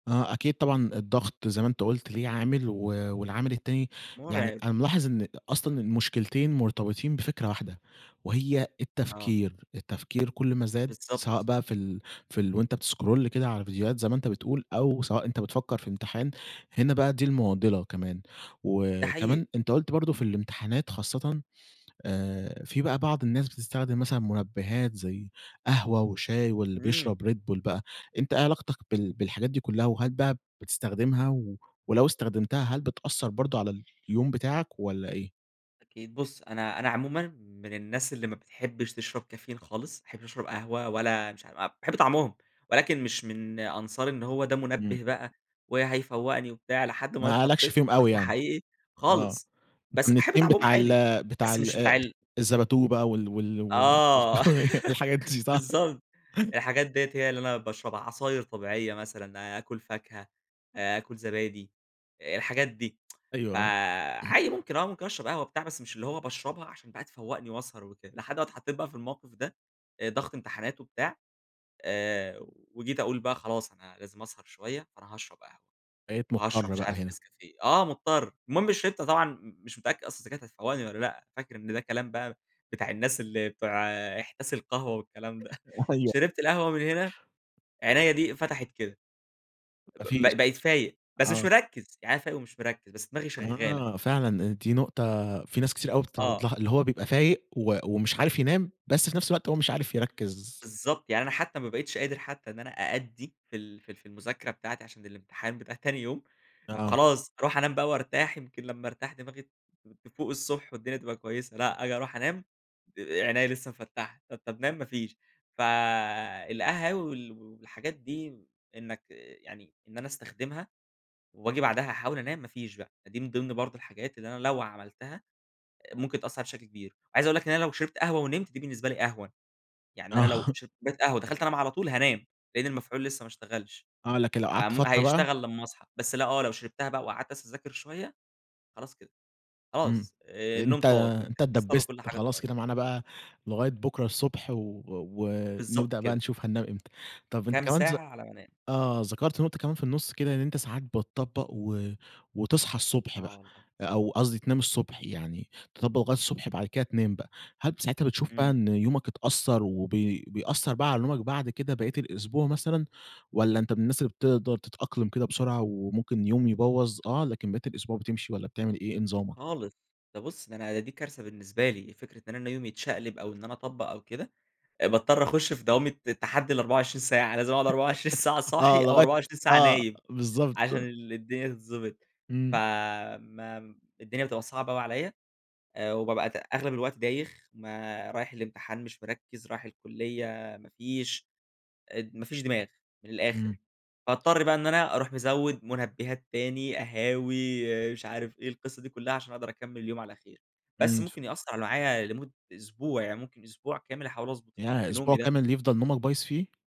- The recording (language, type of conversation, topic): Arabic, podcast, إيه أهم نصايحك للي عايز ينام أسرع؟
- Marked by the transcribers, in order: other background noise; tapping; in English: "بتسكرول"; "الزبادو" said as "الزباتو"; laugh; unintelligible speech; laughing while speaking: "والحاجات دي صح؟"; tsk; throat clearing; laughing while speaking: "أيوه"; chuckle; sneeze; laughing while speaking: "آه"; giggle